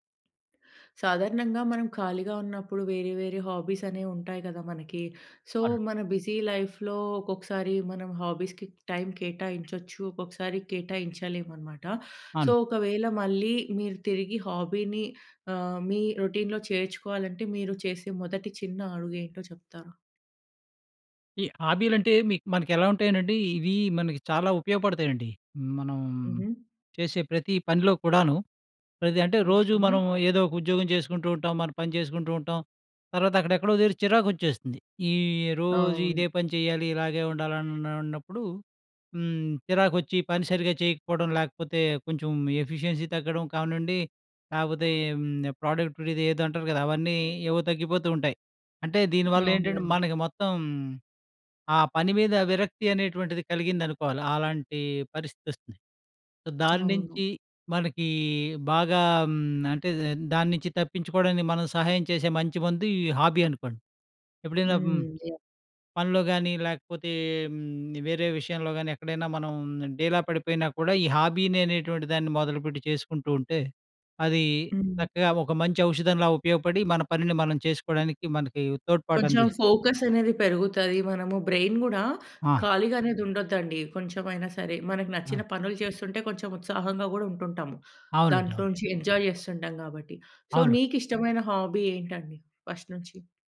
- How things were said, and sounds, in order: in English: "హాబీస్"; in English: "సో"; in English: "బిజీ లైఫ్‌లో"; in English: "హాబీస్‌కి టైమ్"; in English: "సో"; in English: "హాబీని"; in English: "రొటీన్‌లో"; in English: "ఎఫిషియన్సీ"; in English: "ప్రొడక్టివిటీ"; other background noise; in English: "సో"; in English: "హాబీ"; in English: "హాబీని"; in English: "ఫోకస్"; in English: "బ్రెయిన్"; in English: "ఎంజాయ్"; in English: "సో"; in English: "హాబీ"; in English: "ఫస్ట్"
- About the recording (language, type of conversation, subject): Telugu, podcast, హాబీని తిరిగి పట్టుకోవడానికి మొదటి చిన్న అడుగు ఏమిటి?